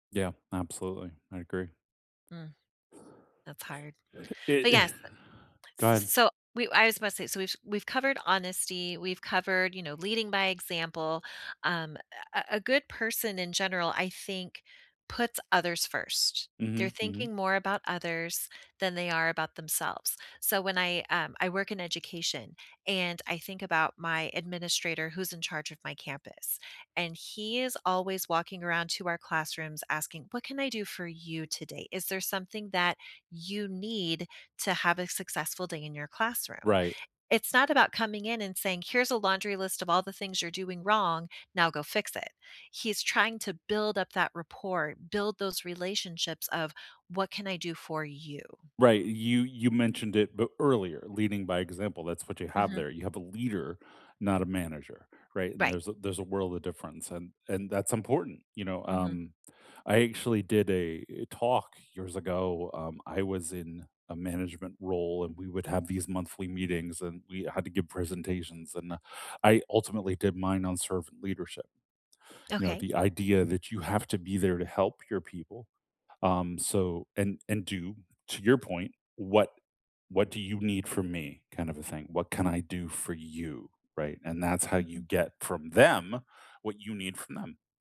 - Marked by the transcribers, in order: other background noise; exhale; stressed: "them"
- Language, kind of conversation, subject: English, unstructured, What do you think makes someone a good person?
- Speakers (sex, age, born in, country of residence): female, 45-49, United States, United States; male, 45-49, United States, United States